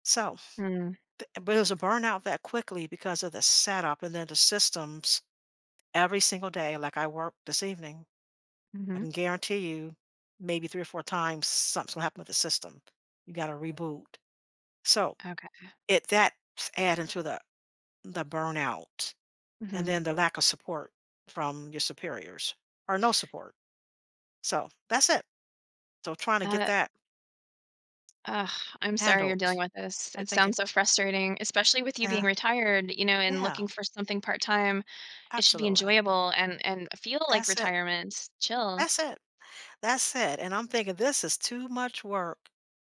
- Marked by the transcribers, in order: other background noise
- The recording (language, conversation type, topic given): English, advice, How do I manage burnout and feel more energized at work?
- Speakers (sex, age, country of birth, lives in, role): female, 40-44, United States, United States, advisor; female, 65-69, United States, United States, user